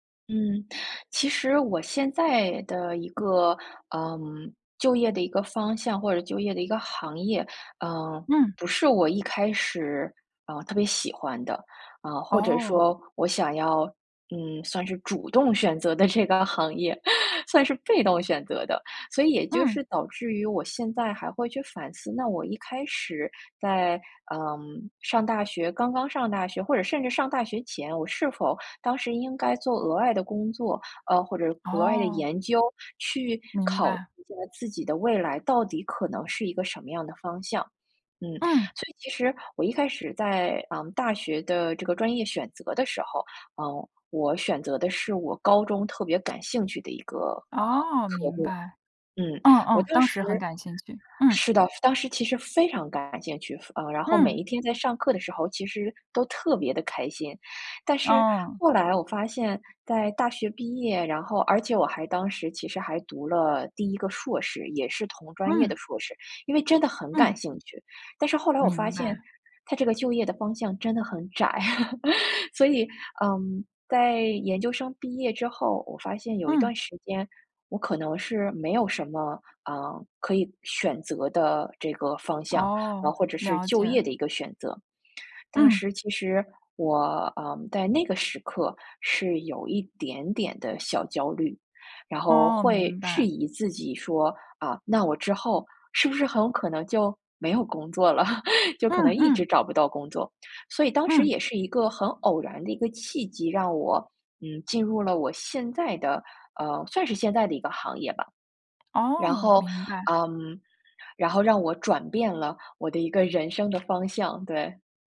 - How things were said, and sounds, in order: laughing while speaking: "这个行业，算是被动选择的"; other background noise; chuckle; laugh
- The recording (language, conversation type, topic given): Chinese, podcast, 你最想给年轻时的自己什么建议？